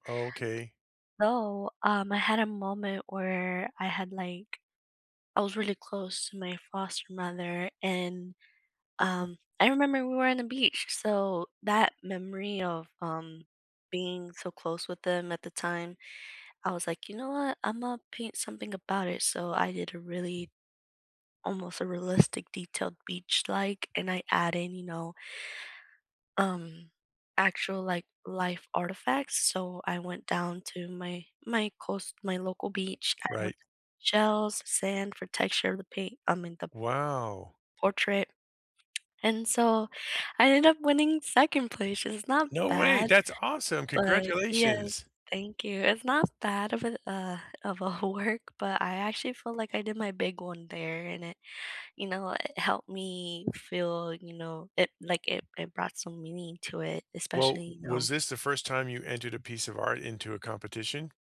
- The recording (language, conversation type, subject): English, unstructured, What’s a recent small win you’re proud to share, and how can we celebrate it together?
- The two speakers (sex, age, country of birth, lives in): female, 20-24, United States, United States; male, 55-59, United States, United States
- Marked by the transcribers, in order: tapping; laughing while speaking: "work"